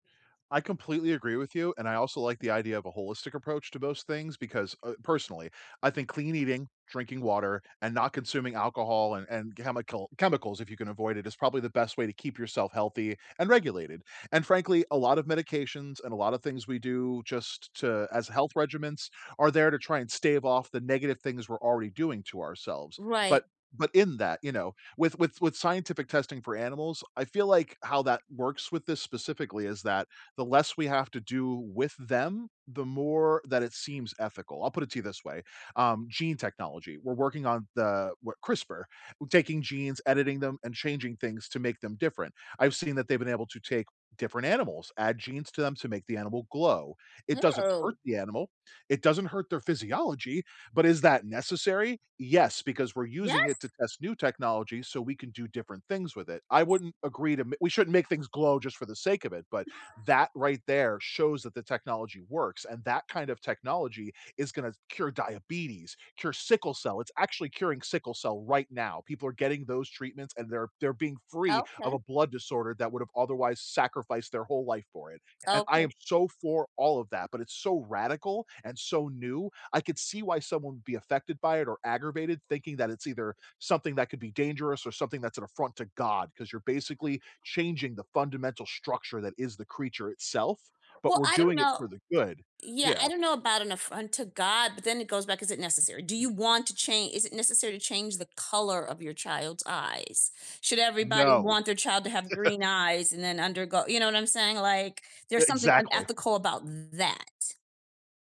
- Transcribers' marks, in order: other background noise; laugh; chuckle; stressed: "that"
- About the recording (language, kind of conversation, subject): English, unstructured, How do you feel about the use of animals in scientific experiments?
- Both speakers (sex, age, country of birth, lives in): female, 55-59, United States, United States; male, 40-44, United States, United States